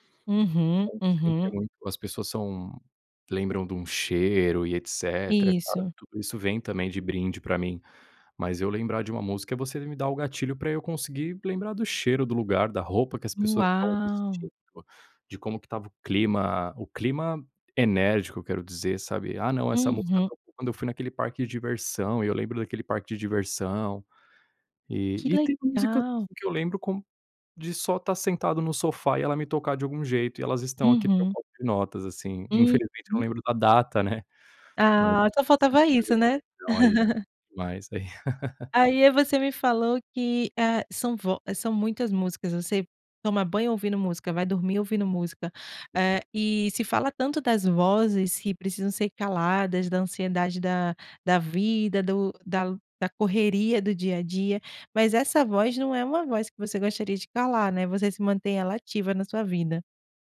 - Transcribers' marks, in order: giggle; unintelligible speech; giggle; tapping
- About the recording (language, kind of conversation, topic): Portuguese, podcast, Que banda ou estilo musical marcou a sua infância?